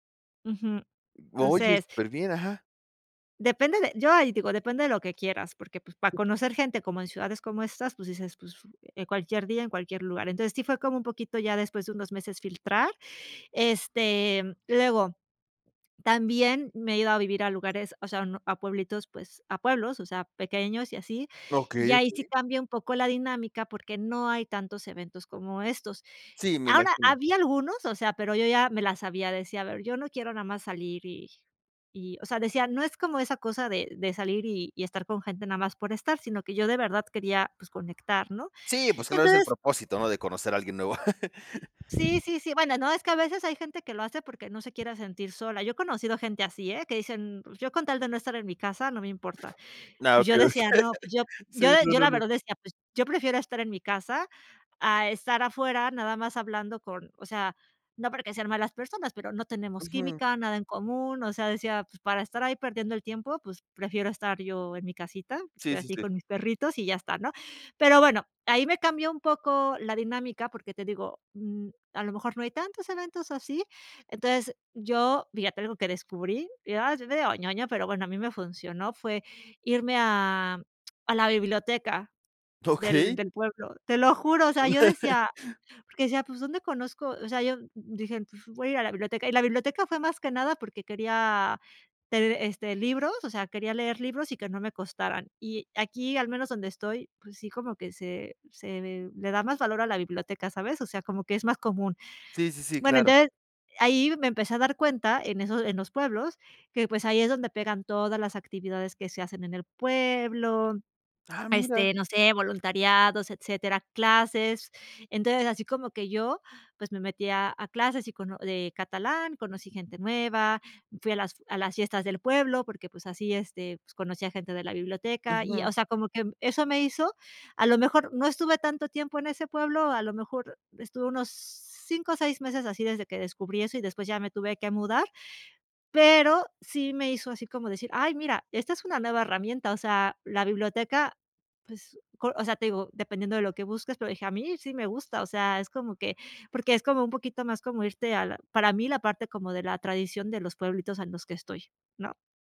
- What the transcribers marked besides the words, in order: chuckle; other background noise; tapping; laughing while speaking: "okey"; laughing while speaking: "Okey"; chuckle; gasp; surprised: "Ah, mira"
- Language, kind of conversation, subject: Spanish, podcast, ¿Qué consejos darías para empezar a conocer gente nueva?